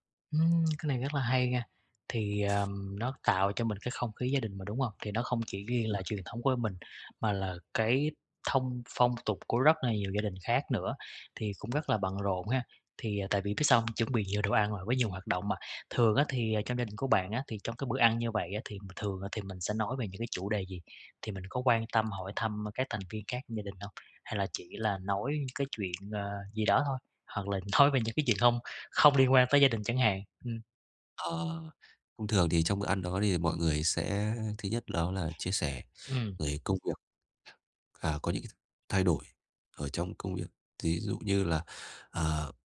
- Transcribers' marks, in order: tapping; other background noise
- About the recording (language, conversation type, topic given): Vietnamese, podcast, Bạn có thể kể về một truyền thống gia đình mà nhà bạn đã giữ gìn từ lâu không?